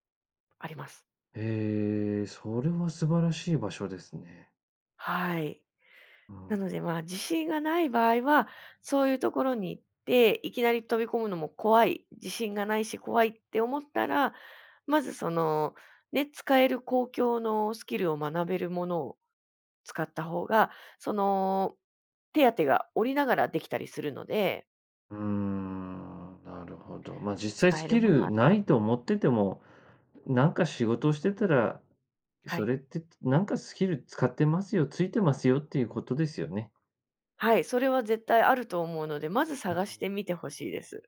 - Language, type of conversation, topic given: Japanese, podcast, スキルを他の業界でどのように活かせますか？
- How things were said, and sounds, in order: other background noise; tapping; unintelligible speech